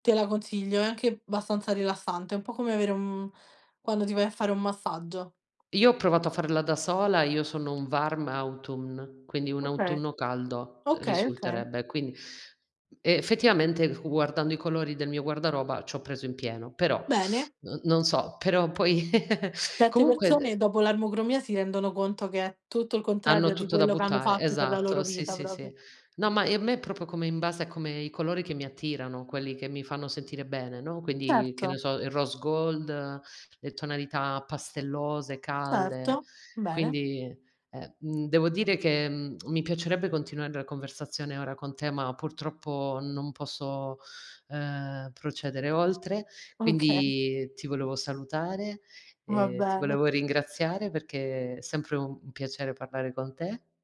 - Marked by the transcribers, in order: "abbastanza" said as "bastanza"; tapping; in English: "warm autumn"; "effettivamente" said as "efetiamente"; chuckle; "Certe" said as "cette"; "proprio" said as "propio"; in English: "rose gold"; laughing while speaking: "Okay"; drawn out: "Quindi"; other background noise
- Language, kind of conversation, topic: Italian, unstructured, Che cosa ti entusiasma quando pensi al futuro?